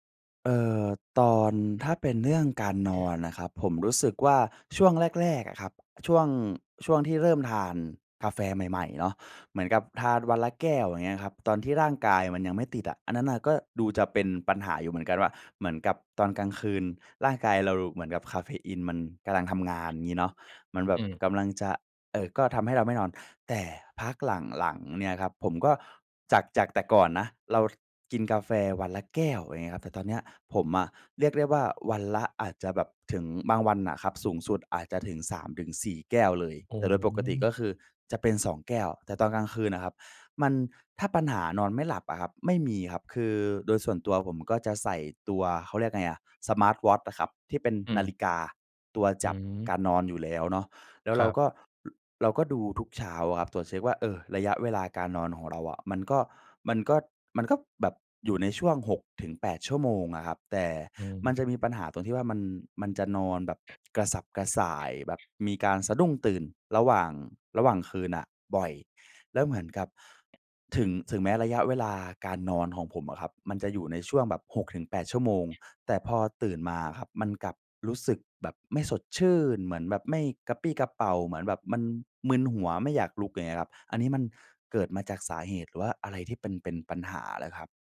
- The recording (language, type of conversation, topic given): Thai, advice, คุณติดกาแฟและตื่นยากเมื่อขาดคาเฟอีน ควรปรับอย่างไร?
- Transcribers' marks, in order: cough; "ก็" said as "ก๊อ"; other background noise